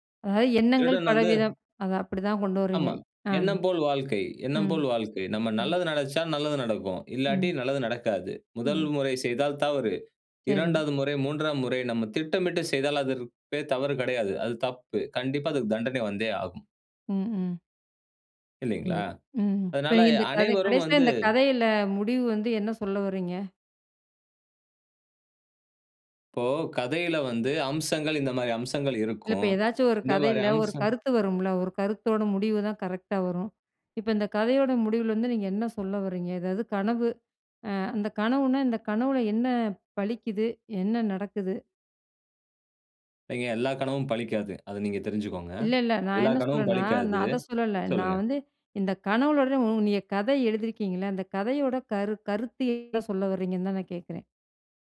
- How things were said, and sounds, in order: none
- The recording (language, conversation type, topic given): Tamil, podcast, ஒருவரின் மனதைக் கவரும் கதையை உருவாக்க நீங்கள் எந்த கூறுகளைச் சேர்ப்பீர்கள்?